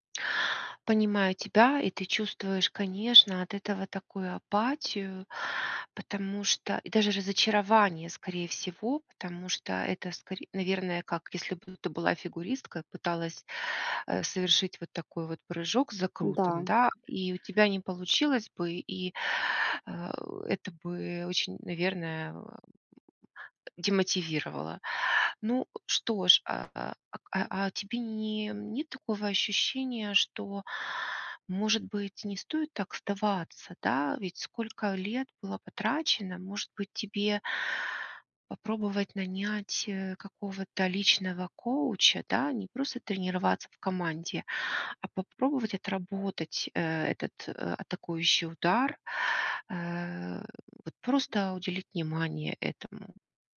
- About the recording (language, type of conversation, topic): Russian, advice, Почему я потерял(а) интерес к занятиям, которые раньше любил(а)?
- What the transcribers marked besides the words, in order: tapping; other background noise